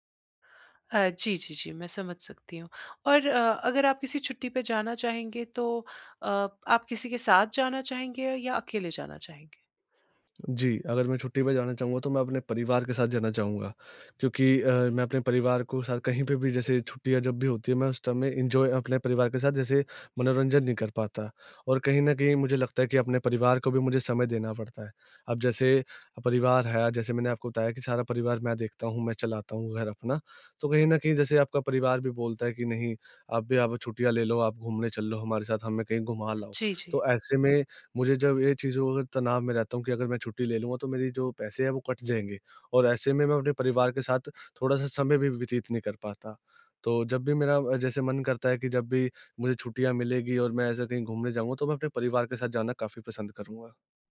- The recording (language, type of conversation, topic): Hindi, advice, मैं छुट्टियों में यात्रा की योजना बनाते समय तनाव कैसे कम करूँ?
- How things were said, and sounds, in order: in English: "टाइम"; in English: "एन्जॉय"